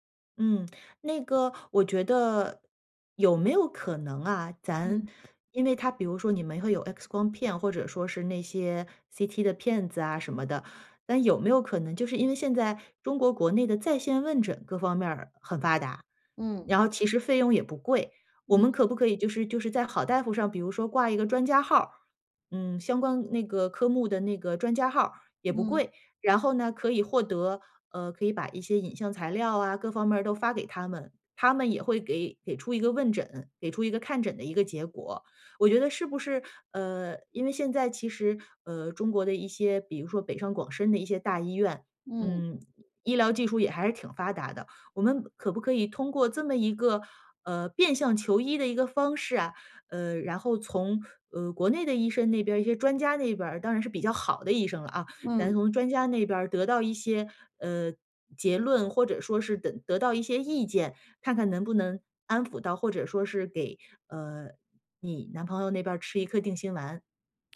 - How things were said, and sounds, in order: tapping
- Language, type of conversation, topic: Chinese, advice, 我该如何陪伴伴侣走出低落情绪？